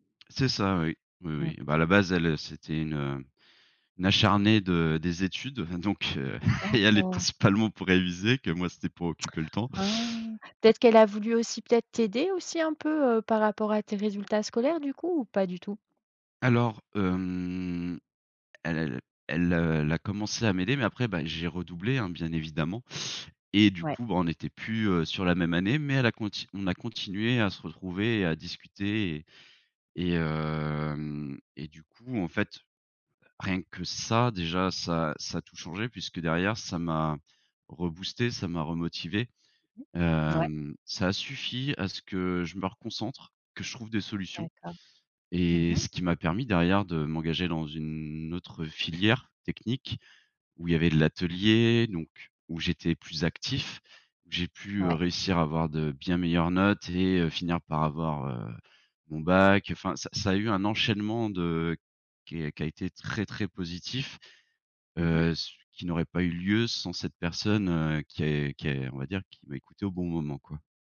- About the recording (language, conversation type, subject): French, podcast, Quel est le moment où l’écoute a tout changé pour toi ?
- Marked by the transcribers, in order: stressed: "acharnée"; chuckle; joyful: "elle y allait principalement pour … occuper le temps"; surprised: "Ah !"; drawn out: "hem"; drawn out: "hem"